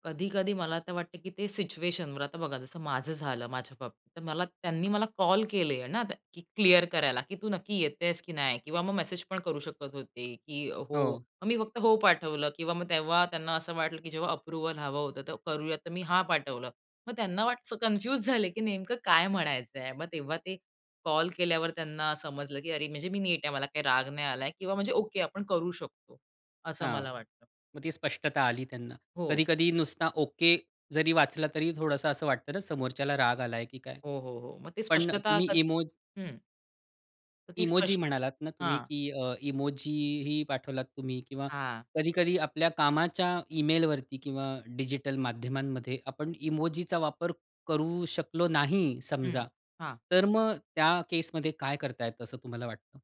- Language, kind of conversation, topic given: Marathi, podcast, डिजिटल संवादात गैरसमज कसे टाळता येतील?
- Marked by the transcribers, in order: in English: "अप्रूव्हल"; in English: "कन्फ्यूज"